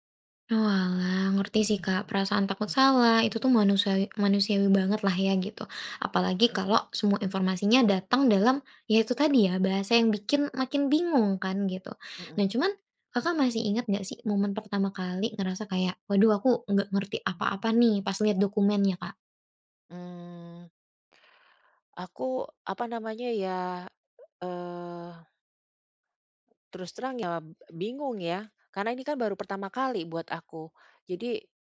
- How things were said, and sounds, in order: other background noise; other noise
- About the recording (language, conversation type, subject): Indonesian, advice, Apa saja masalah administrasi dan dokumen kepindahan yang membuat Anda bingung?